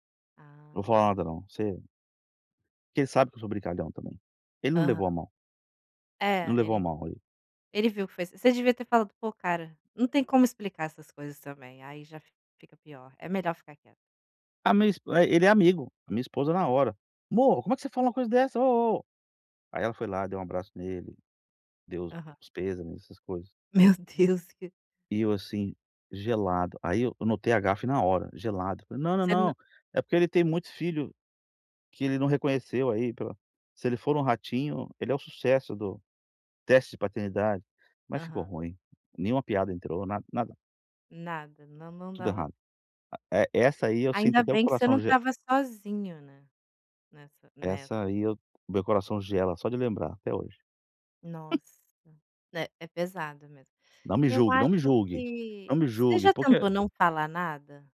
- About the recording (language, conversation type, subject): Portuguese, advice, Como posso evitar gafes ao interagir com pessoas em outro país?
- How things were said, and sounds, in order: tapping; laughing while speaking: "Meu Deus, que"; chuckle